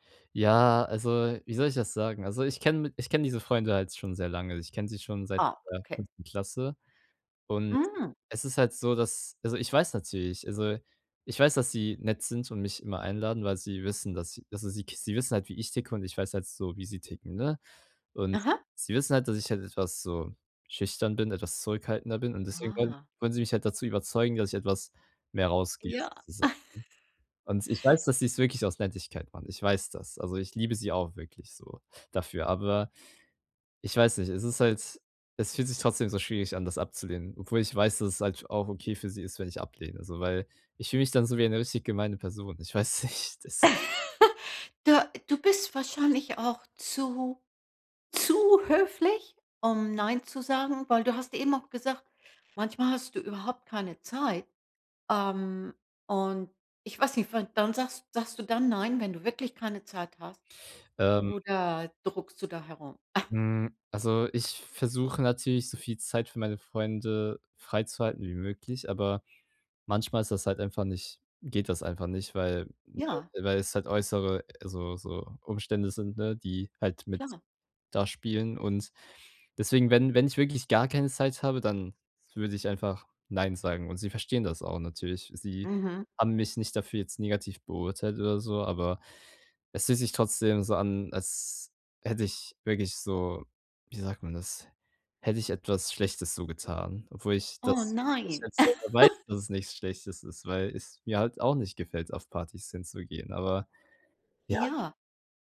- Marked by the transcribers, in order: chuckle; laughing while speaking: "weiß nicht"; chuckle; chuckle; unintelligible speech; unintelligible speech; chuckle
- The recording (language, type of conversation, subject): German, advice, Wie kann ich höflich Nein zu Einladungen sagen, ohne Schuldgefühle zu haben?
- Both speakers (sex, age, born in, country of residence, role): female, 65-69, Germany, United States, advisor; male, 18-19, Germany, Germany, user